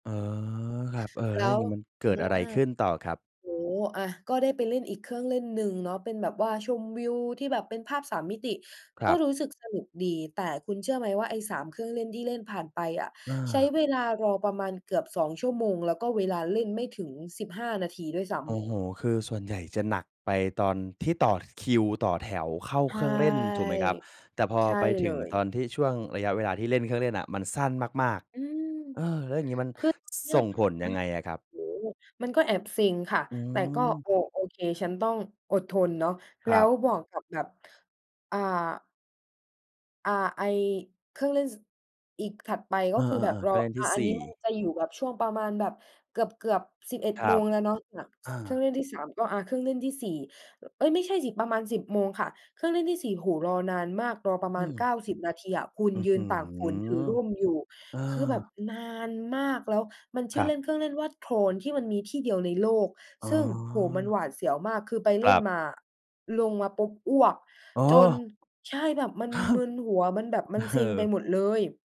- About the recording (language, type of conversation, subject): Thai, podcast, เคยมีวันเดียวที่เปลี่ยนเส้นทางชีวิตคุณไหม?
- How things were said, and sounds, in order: drawn out: "ใช่"; other background noise; drawn out: "อื้อฮือ"; laughing while speaking: "อา"